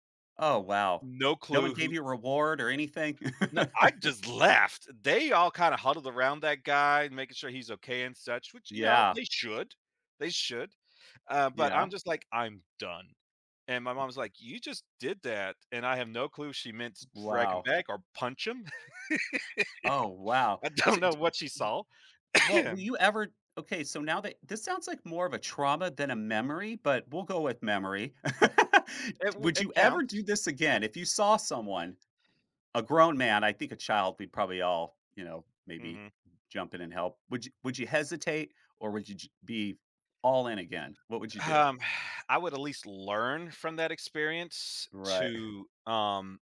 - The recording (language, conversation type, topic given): English, unstructured, How have your travels shaped the way you see the world?
- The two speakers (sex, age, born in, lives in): male, 35-39, United States, United States; male, 50-54, United States, United States
- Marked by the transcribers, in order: laugh; stressed: "left"; other background noise; laugh; laughing while speaking: "I don't"; cough; laugh; exhale; scoff